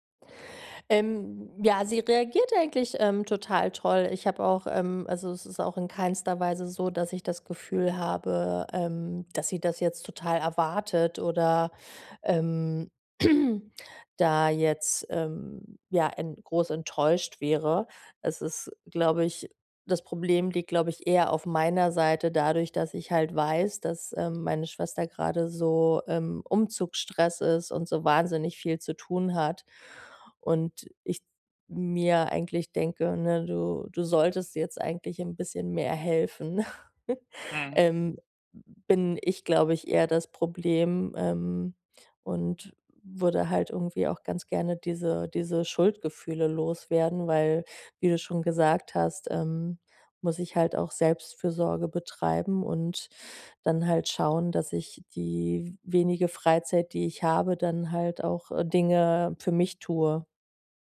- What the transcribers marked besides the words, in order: "keiner" said as "keinster"; throat clearing; chuckle
- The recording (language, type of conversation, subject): German, advice, Wie kann ich bei der Pflege meiner alten Mutter Grenzen setzen, ohne mich schuldig zu fühlen?